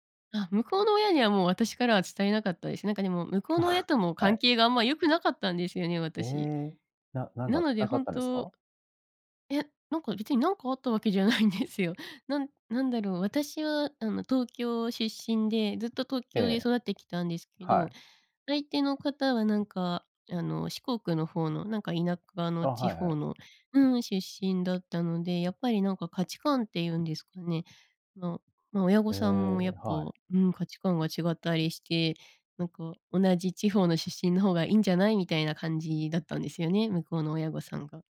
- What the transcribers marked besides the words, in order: chuckle; other background noise; laughing while speaking: "じゃないんですよ"
- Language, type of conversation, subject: Japanese, podcast, タイミングが合わなかったことが、結果的に良いことにつながった経験はありますか？